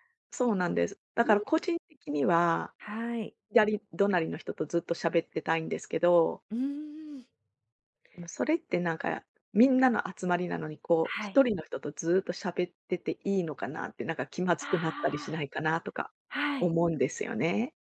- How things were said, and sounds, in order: none
- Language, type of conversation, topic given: Japanese, advice, 集まりの場で、どうして気まずく感じてしまうのでしょうか？